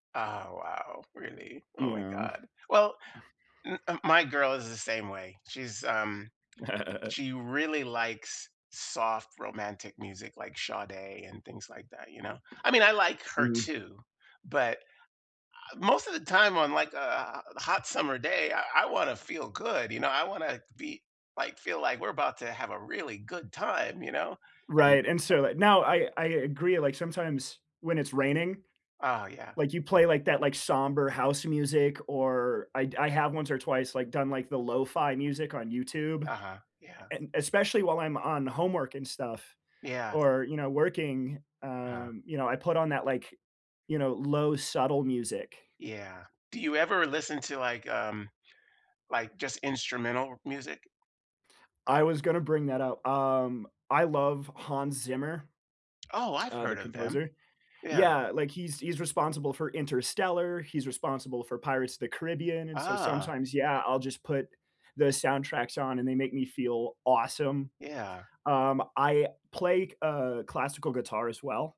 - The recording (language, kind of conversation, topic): English, unstructured, How should I use music to mark a breakup or celebration?
- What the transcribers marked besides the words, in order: chuckle; laugh; other background noise; tapping